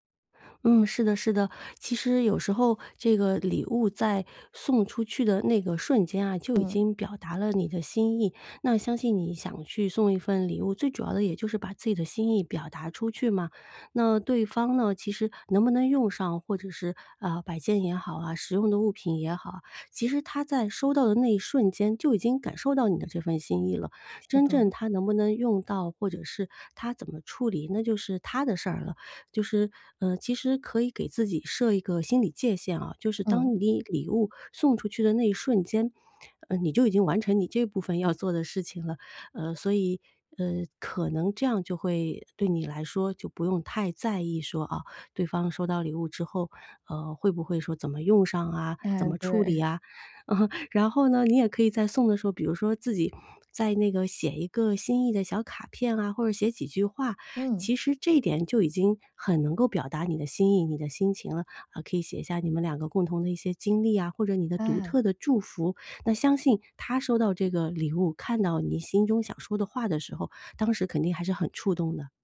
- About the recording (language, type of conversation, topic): Chinese, advice, 如何才能挑到称心的礼物？
- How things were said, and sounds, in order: other background noise; laughing while speaking: "你这部分要做的事情了"; laughing while speaking: "嗯，然后呢"; laughing while speaking: "对"; joyful: "你也 可以在送的时候"